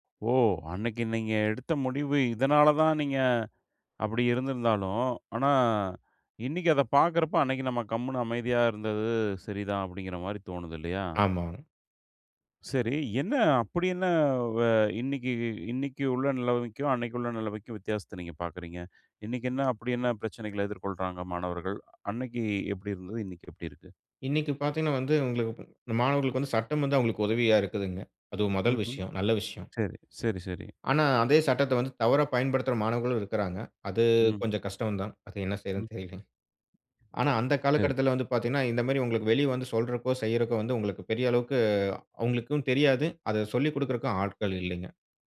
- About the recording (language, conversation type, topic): Tamil, podcast, மற்றவர்களுடன் உங்களை ஒப்பிடும் பழக்கத்தை நீங்கள் எப்படி குறைத்தீர்கள், அதற்கான ஒரு அனுபவத்தைப் பகிர முடியுமா?
- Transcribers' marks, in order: drawn out: "இருந்தது"; "மாதிரி" said as "மாரி"; tapping